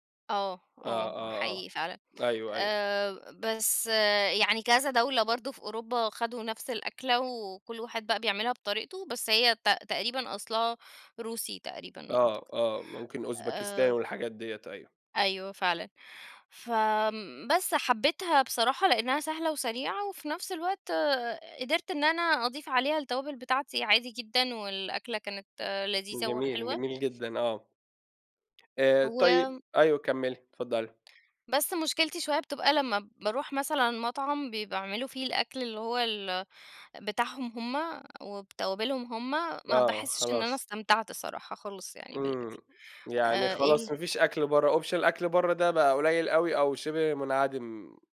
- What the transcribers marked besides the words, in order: tapping; in English: "option"
- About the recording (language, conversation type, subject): Arabic, podcast, إزاي بيتغيّر أكلك لما بتنتقل لبلد جديد؟